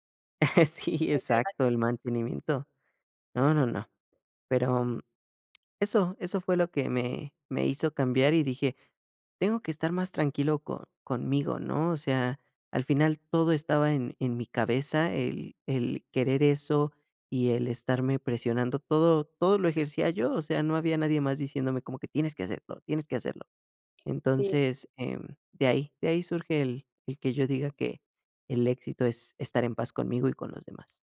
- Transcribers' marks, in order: laughing while speaking: "Sí, exacto"; unintelligible speech; tongue click; tapping
- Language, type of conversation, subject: Spanish, podcast, ¿Qué significa para ti tener éxito?